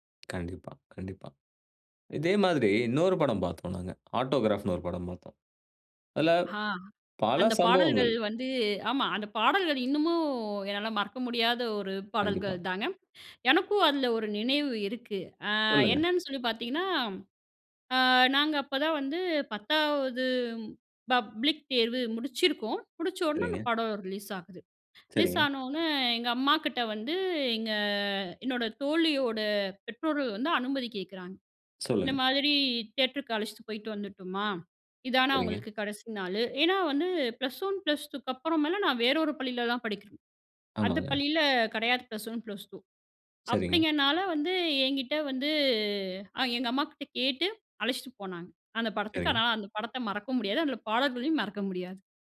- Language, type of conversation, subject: Tamil, podcast, ஒரு பாடல் உங்களுடைய நினைவுகளை எப்படித் தூண்டியது?
- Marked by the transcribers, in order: other background noise